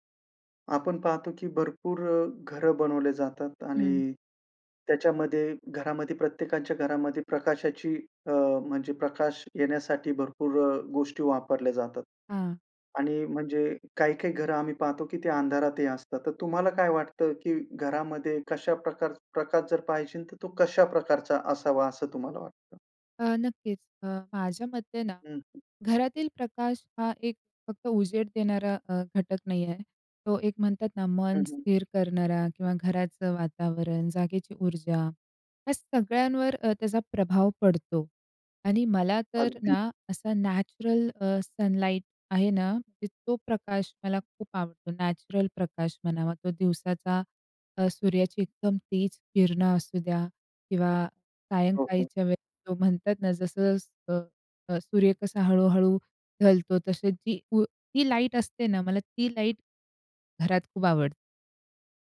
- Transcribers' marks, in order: in English: "नॅचरल अ, सनलाइट"; in English: "नॅचरल"; in Hindi: "तेज"
- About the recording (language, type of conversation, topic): Marathi, podcast, घरात प्रकाश कसा असावा असं तुला वाटतं?